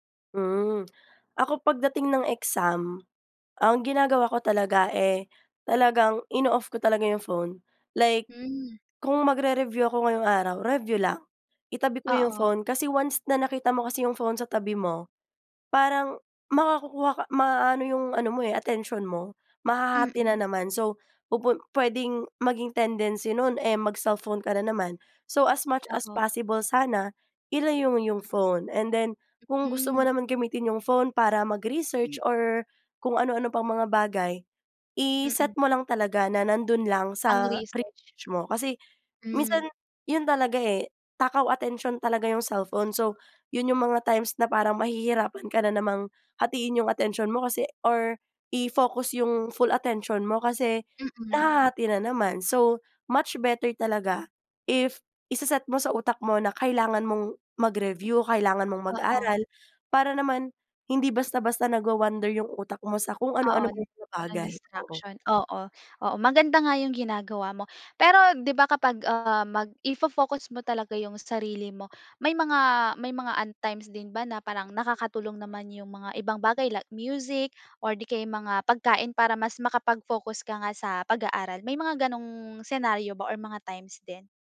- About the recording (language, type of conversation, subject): Filipino, podcast, Paano mo nilalabanan ang katamaran sa pag-aaral?
- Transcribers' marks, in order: in English: "ino-off"; in English: "So, as much as possible"; in English: "So, much better talaga, if ise-set"; in English: "nagwa-wnder"; in English: "distraction"